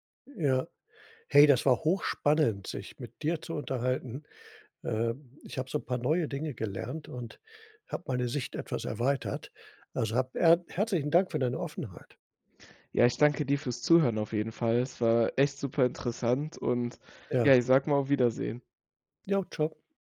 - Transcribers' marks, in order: none
- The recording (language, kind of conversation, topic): German, podcast, Hast du dich schon einmal kulturell fehl am Platz gefühlt?